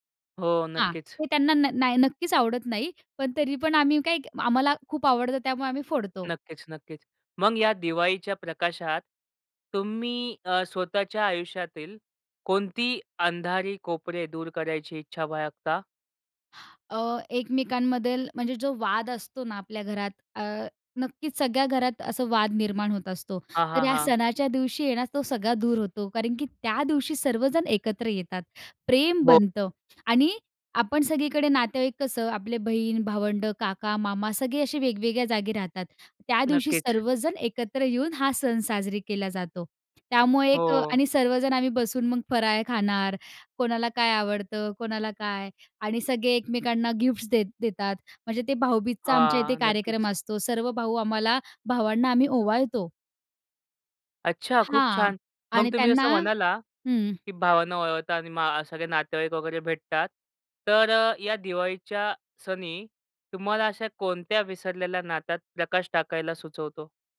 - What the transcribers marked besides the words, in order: other background noise; tapping; "ओवाळता" said as "ओळावता"
- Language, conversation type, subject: Marathi, podcast, तुमचे सण साजरे करण्याची खास पद्धत काय होती?